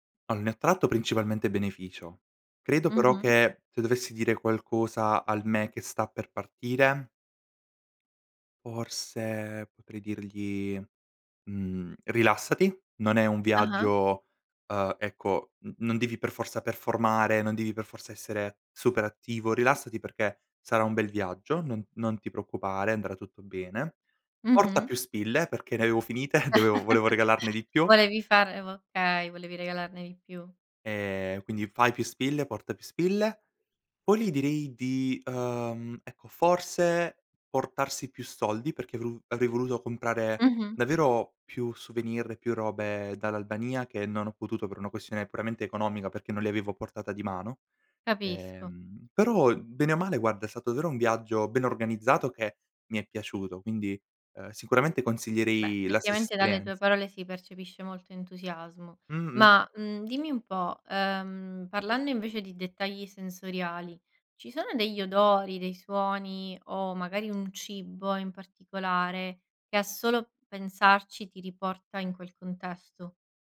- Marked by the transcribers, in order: chuckle; giggle; tapping; "davvero" said as "daero"; "effettivamente" said as "ettivamente"
- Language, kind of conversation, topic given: Italian, podcast, Qual è stato un viaggio che ti ha cambiato la vita?